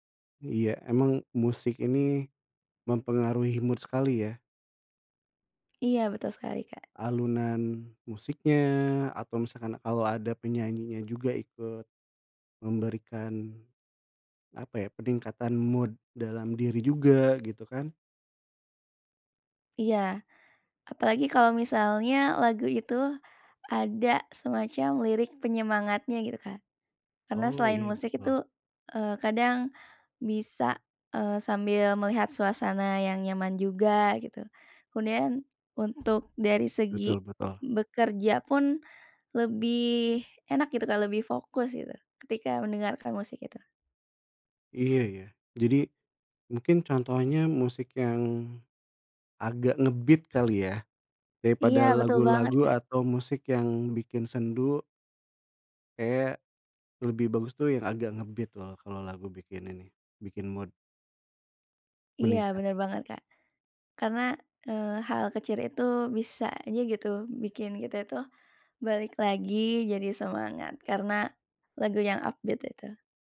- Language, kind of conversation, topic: Indonesian, unstructured, Apa hal sederhana yang bisa membuat harimu lebih cerah?
- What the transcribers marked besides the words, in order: in English: "mood"; in English: "mood"; in English: "nge-beat"; other background noise; in English: "nge-beat"; in English: "mood"; in English: "update"